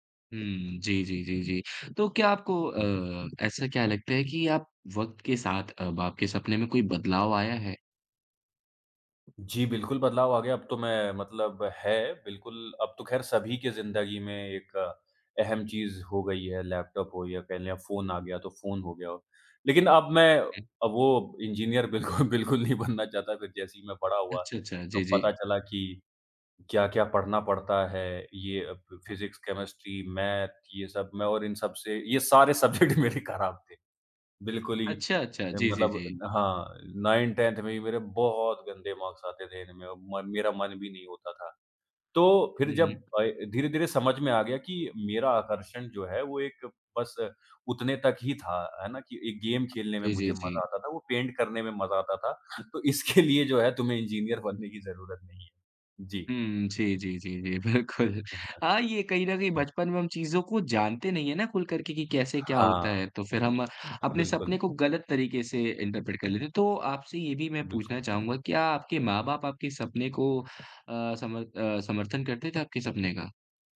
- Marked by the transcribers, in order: other noise; laughing while speaking: "बिल्कुल बिल्कुल नहीं"; in English: "फिज़िक्स, केमिस्ट्री, मैथ"; laughing while speaking: "सब्जेक्ट मेरे खराब थे"; in English: "सब्जेक्ट"; in English: "नाइन टेंथ"; in English: "गेम"; in English: "पेंट"; laughing while speaking: "इसके लिए"; laughing while speaking: "बिल्कुल"; in English: "इन्टरप्रेट"
- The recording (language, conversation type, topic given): Hindi, podcast, बचपन में आप क्या बनना चाहते थे और क्यों?